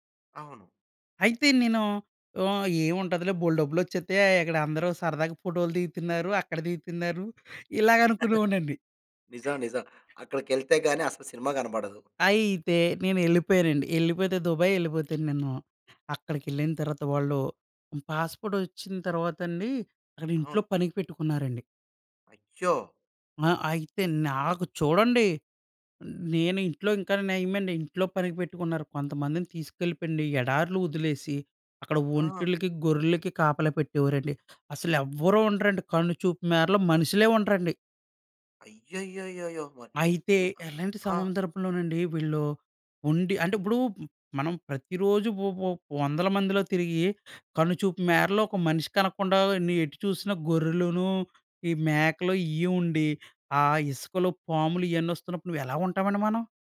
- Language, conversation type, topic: Telugu, podcast, పాస్‌పోర్టు లేదా ఫోన్ కోల్పోవడం వల్ల మీ ప్రయాణం ఎలా మారింది?
- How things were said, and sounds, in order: chuckle; giggle; in English: "పాస్‌పోర్ట్"; unintelligible speech